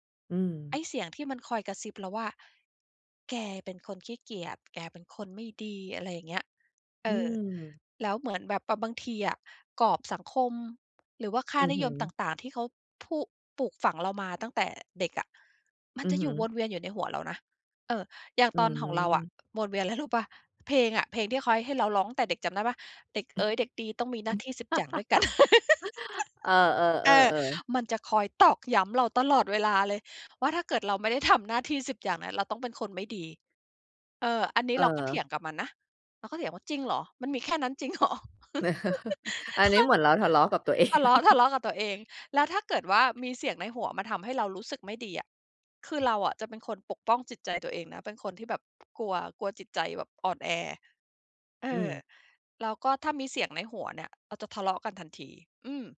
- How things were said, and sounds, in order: tapping; other background noise; chuckle; laughing while speaking: "กัน"; chuckle; chuckle; laughing while speaking: "เหรอ ?"; chuckle; laughing while speaking: "ตัวเอง"; laugh
- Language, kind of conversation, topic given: Thai, podcast, คุณจัดการกับเสียงในหัวที่เป็นลบอย่างไร?